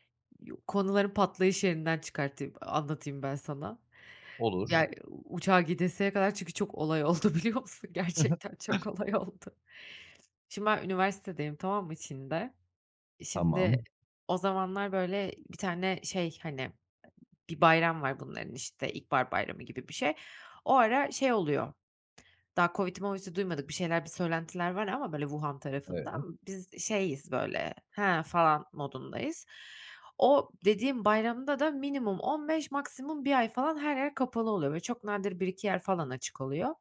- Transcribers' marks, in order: other noise; laughing while speaking: "biliyor musun? Gerçekten çok olay oldu"; chuckle; other background noise
- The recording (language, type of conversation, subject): Turkish, podcast, Uçağı kaçırdığın bir anın var mı?